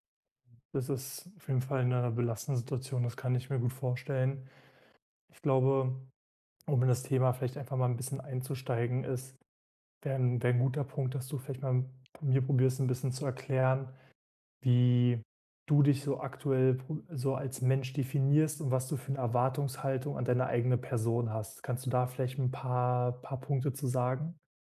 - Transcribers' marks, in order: none
- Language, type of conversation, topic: German, advice, Wie finde ich meinen Selbstwert unabhängig von Leistung, wenn ich mich stark über die Arbeit definiere?